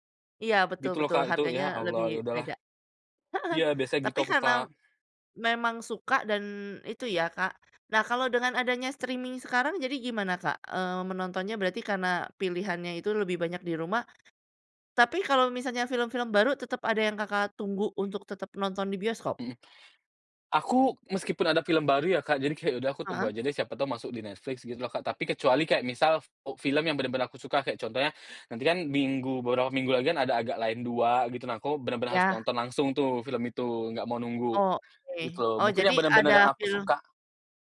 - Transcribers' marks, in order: in English: "streaming"
- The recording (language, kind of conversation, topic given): Indonesian, podcast, Apa perbedaan pengalaman menikmati cerita saat menonton di bioskop dibanding menonton lewat layanan tayang daring?